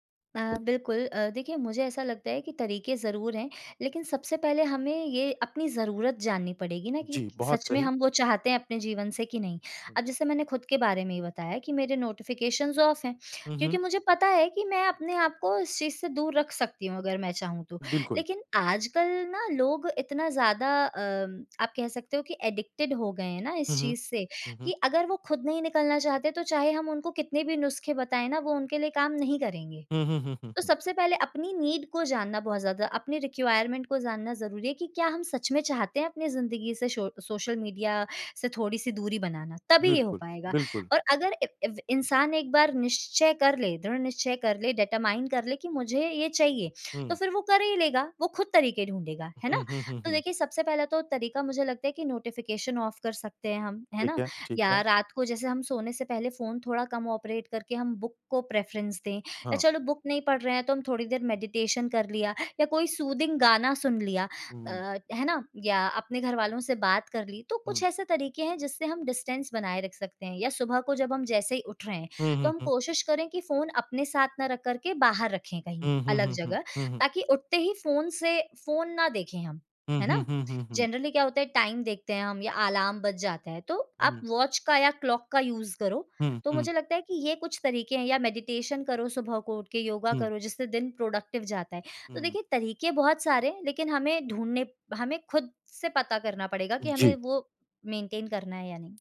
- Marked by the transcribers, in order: in English: "नोटिफ़िकेशंस ऑफ"; in English: "एडिक्टेड"; in English: "नीड"; in English: "रिक्वायरमेंट"; in English: "डिटरमाइन"; in English: "नोटिफ़िकेशन ऑफ"; in English: "ऑपरेट"; in English: "बुक"; in English: "प्रेफरेंस"; in English: "बुक"; in English: "मेडिटेशन"; in English: "सूथिंग"; in English: "डिस्टेंस"; in English: "जनरली"; in English: "टाइम"; in English: "अलार्म"; in English: "वॉच"; in English: "क्लॉक"; in English: "यूज़"; in English: "मेडिटेशन"; in English: "प्रोडक्टिव"; in English: "मेंटेन"
- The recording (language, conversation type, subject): Hindi, podcast, क्या सोशल मीडिया ने आपकी तन्हाई कम की है या बढ़ाई है?